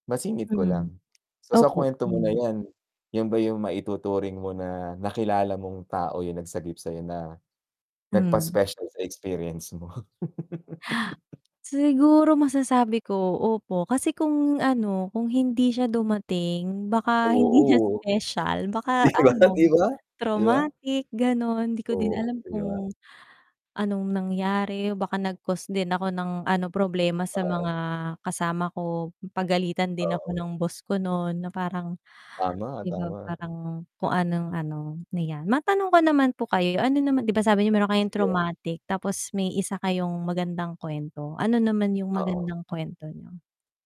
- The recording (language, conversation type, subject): Filipino, unstructured, Ano ang pinaka-di malilimutang karanasan mo sa paglalakbay?
- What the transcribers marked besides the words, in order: other background noise; lip smack; static; gasp; laugh; laugh; tapping